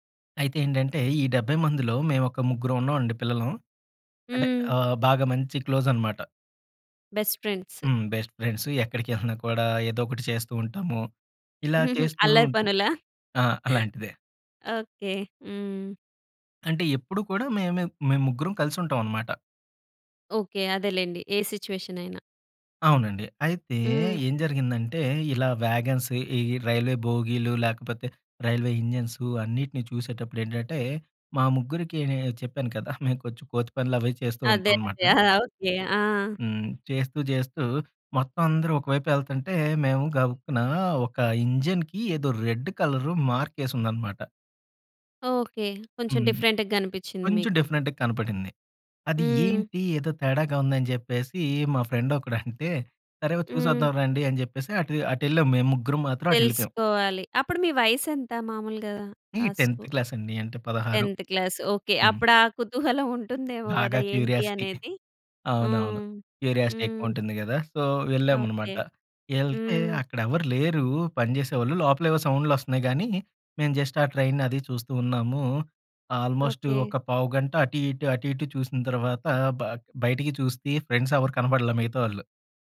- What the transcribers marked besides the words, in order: in English: "బెస్ట్ ఫ్రెండ్స్"; in English: "బెస్ట్ ఫ్రెండ్స్"; giggle; in English: "వ్యాగన్స్"; in English: "రైల్వే"; in English: "రైల్వే ఇంజిన్స్"; giggle; in English: "ఇంజిన్‌కీ"; in English: "రెడ్ కలర్"; in English: "డిఫరెంట్‌గా"; in English: "డిఫరెంట్‌గా"; in English: "టెన్త్ క్లాస్"; in English: "టెన్త్ క్లాస్"; in English: "క్యూరియాసిటీ"; in English: "క్యూరియాసిటీ"; in English: "సో"; in English: "జస్ట్"; in English: "ఆల్మోస్ట్"; in English: "ఫ్రెండ్స్"
- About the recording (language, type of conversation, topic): Telugu, podcast, ప్రయాణంలో తప్పిపోయి మళ్లీ దారి కనిపెట్టిన క్షణం మీకు ఎలా అనిపించింది?